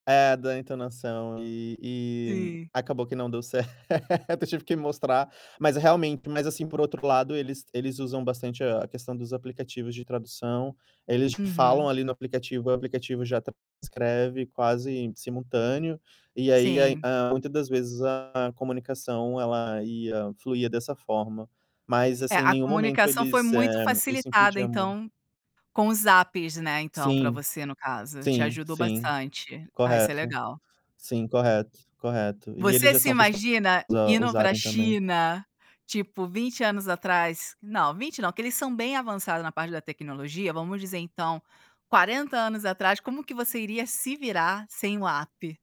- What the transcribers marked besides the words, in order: distorted speech; laughing while speaking: "certo"; laugh; tapping
- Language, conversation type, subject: Portuguese, podcast, Que lugar subestimado te surpreendeu positivamente?